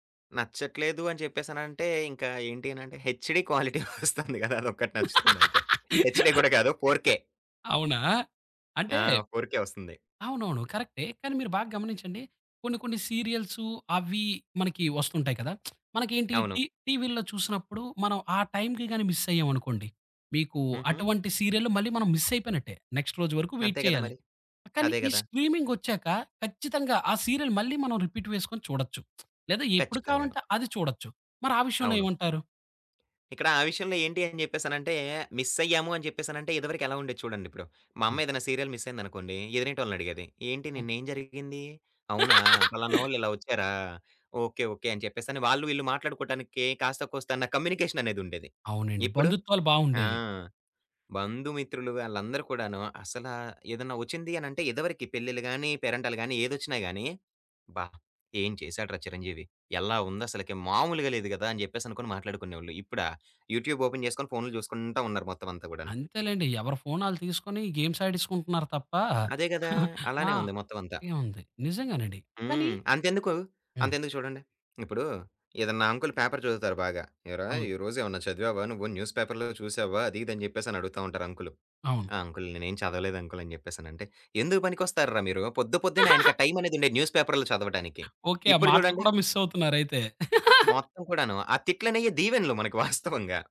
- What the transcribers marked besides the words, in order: in English: "హెచ్‌డీ క్వాలిటీ"; laughing while speaking: "ఒస్తుంది కదా! అదొక్కటి నచ్చుతుందంతే. హెచ్‌డీ కూడా కాదు"; laugh; in English: "హెచ్‌డీ"; in English: "ఫోర్ కే"; in English: "ఫోర్ కే"; lip smack; in English: "నెక్స్ట్"; in English: "వెయిట్"; in English: "రిపీట్"; lip smack; other background noise; laugh; in English: "కమ్యూనికేషన్"; in English: "యూట్యూబ్ ఓపెన్"; in English: "గేమ్స్"; giggle; in English: "న్యూస్‌పేపర్‌లో"; chuckle; in English: "న్యూస్"; chuckle; giggle
- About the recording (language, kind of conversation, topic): Telugu, podcast, స్ట్రీమింగ్ యుగంలో మీ అభిరుచిలో ఎలాంటి మార్పు వచ్చింది?